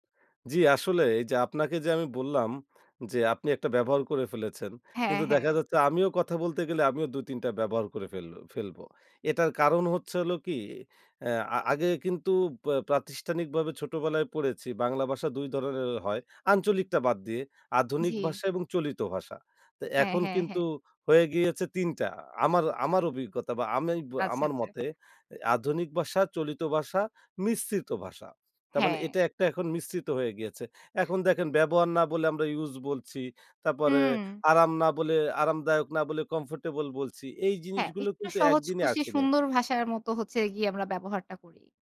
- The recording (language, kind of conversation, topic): Bengali, podcast, ভাষা তোমার পরিচয় কীভাবে প্রভাবিত করেছে?
- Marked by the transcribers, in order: none